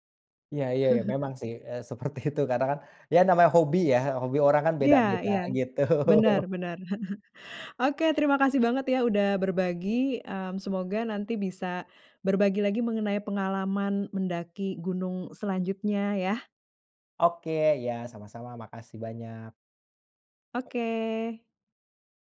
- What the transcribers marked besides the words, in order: chuckle; laughing while speaking: "seperti itu"; chuckle; tapping
- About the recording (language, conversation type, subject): Indonesian, podcast, Ceritakan pengalaman paling berkesanmu saat berada di alam?